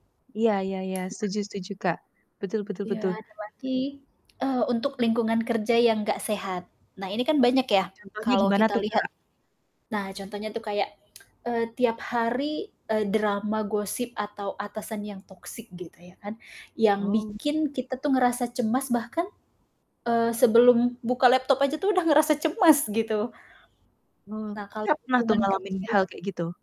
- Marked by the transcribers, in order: static; other background noise; distorted speech; other noise; tsk
- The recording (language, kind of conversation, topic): Indonesian, podcast, Apa saja tanda-tanda bahwa sudah waktunya mengundurkan diri dari pekerjaan?